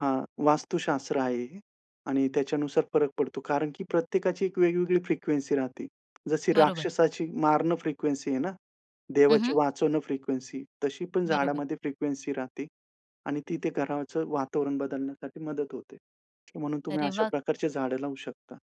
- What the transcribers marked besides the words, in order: tapping
- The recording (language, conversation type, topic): Marathi, podcast, रोप लावल्यानंतर तुम्हाला कोणती जबाबदारी सर्वात महत्त्वाची वाटते?